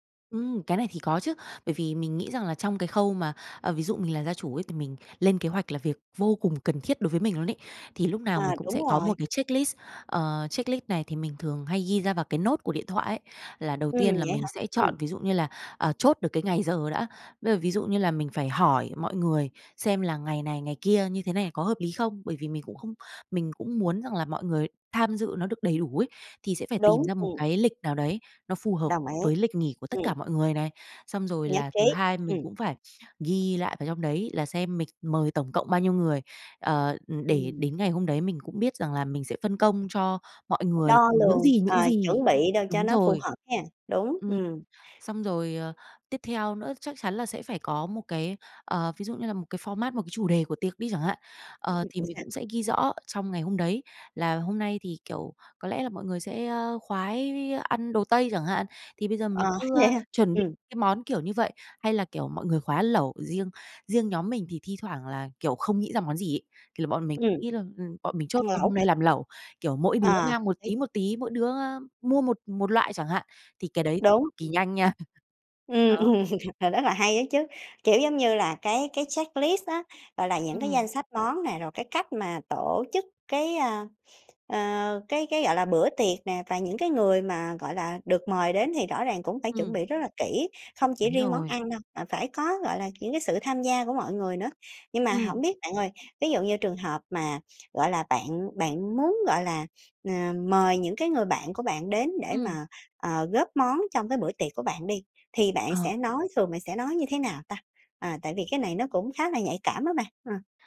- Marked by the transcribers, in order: in English: "checklist"; in English: "checklist"; in English: "note"; tapping; in English: "format"; laughing while speaking: "vậy hả?"; other background noise; laughing while speaking: "ừm"; chuckle; in English: "checklist"
- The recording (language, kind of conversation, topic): Vietnamese, podcast, Làm sao để tổ chức một buổi tiệc góp món thật vui mà vẫn ít căng thẳng?